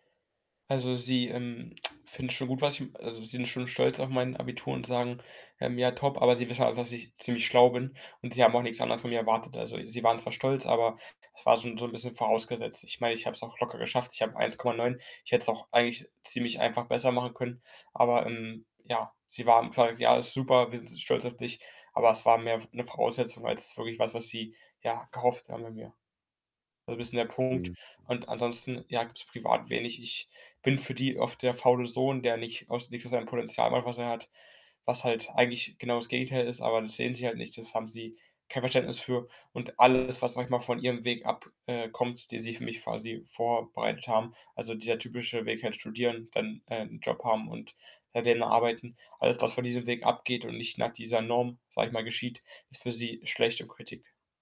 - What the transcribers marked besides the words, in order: tapping; other background noise; distorted speech; unintelligible speech
- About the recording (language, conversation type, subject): German, advice, Wie kann ich mit Konflikten mit meinen Eltern über meine Lebensentscheidungen wie Job, Partner oder Wohnort umgehen?